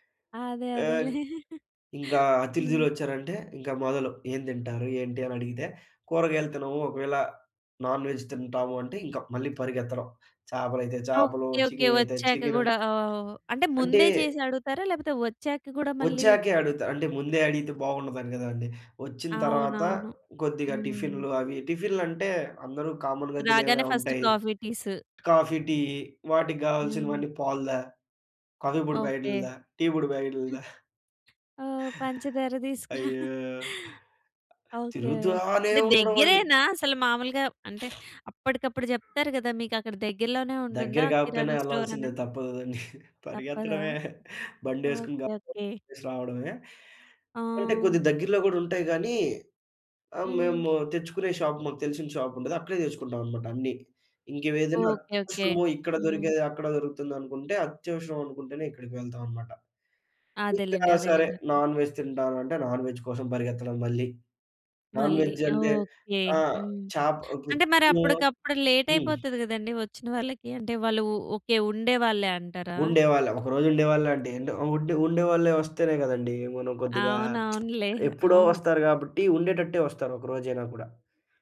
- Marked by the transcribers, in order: chuckle; in English: "నాన్ వేజ్"; in English: "ఫస్ట్ కాఫీ, టీస్"; in English: "కాఫీ, టీ"; in English: "కాఫీ"; chuckle; other background noise; in English: "స్టోర్"; chuckle; in English: "షాప్"; in English: "నాన్ వేజ్"; in English: "నాన్ వేజ్"; in English: "నాన్ వేజ్"; tsk
- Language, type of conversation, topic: Telugu, podcast, అతిథులు ఇంటికి రానున్నప్పుడు మీరు సాధారణంగా ఏఏ ఏర్పాట్లు చేస్తారు?